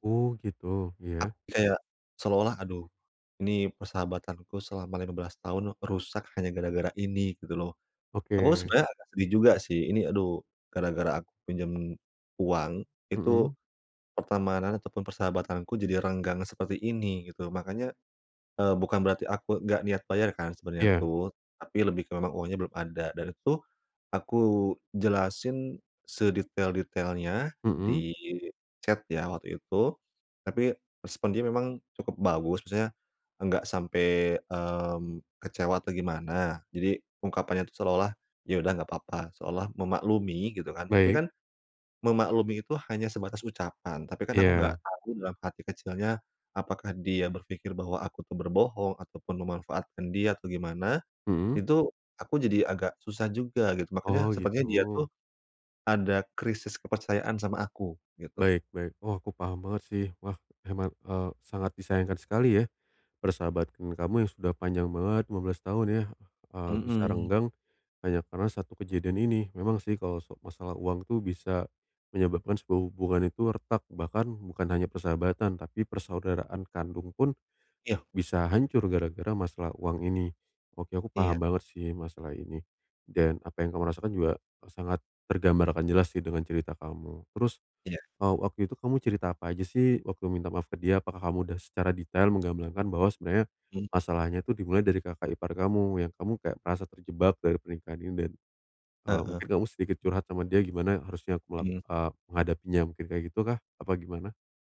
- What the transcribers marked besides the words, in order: tapping
- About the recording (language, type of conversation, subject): Indonesian, advice, Bagaimana saya bisa meminta maaf dan membangun kembali kepercayaan?